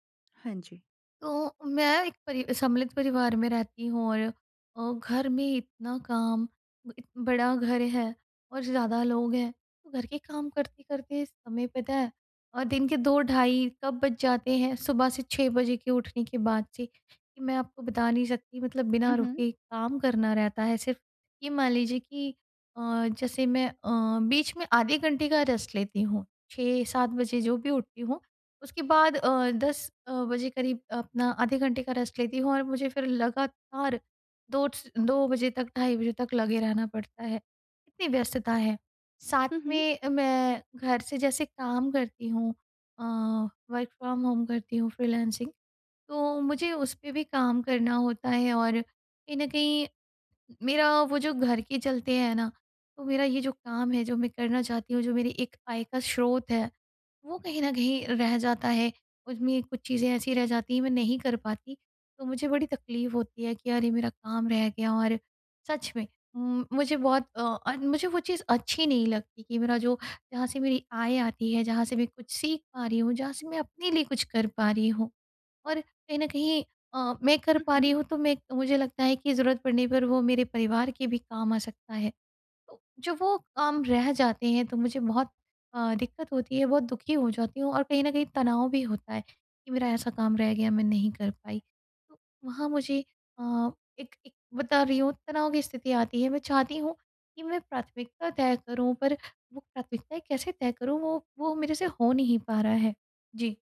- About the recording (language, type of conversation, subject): Hindi, advice, अनिश्चितता में प्राथमिकता तय करना
- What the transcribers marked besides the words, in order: in English: "रेस्ट"; tapping; in English: "रेस्ट"; in English: "वर्क फ्रॉम होम"; in English: "फ्रीलांसिंग"